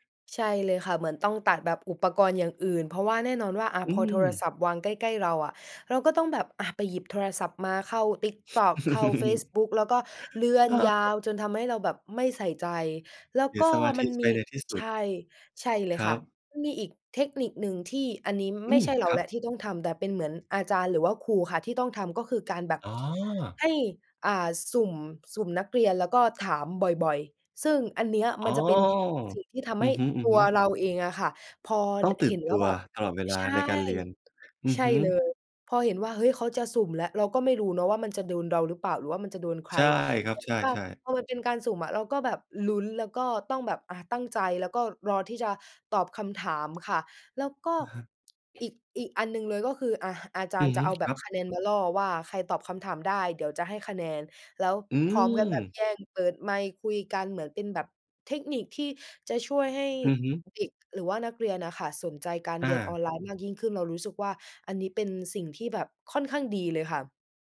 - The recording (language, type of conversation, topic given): Thai, podcast, เรียนออนไลน์กับเรียนในห้องเรียนต่างกันอย่างไรสำหรับคุณ?
- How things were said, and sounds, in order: chuckle; unintelligible speech; other background noise